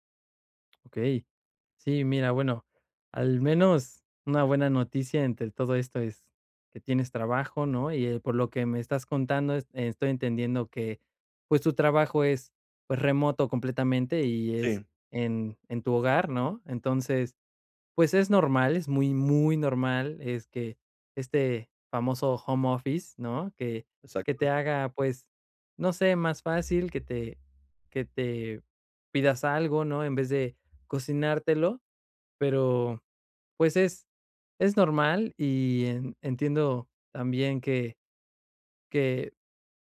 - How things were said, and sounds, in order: other background noise
- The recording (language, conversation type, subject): Spanish, advice, ¿Cómo puedo sentirme más seguro al cocinar comidas saludables?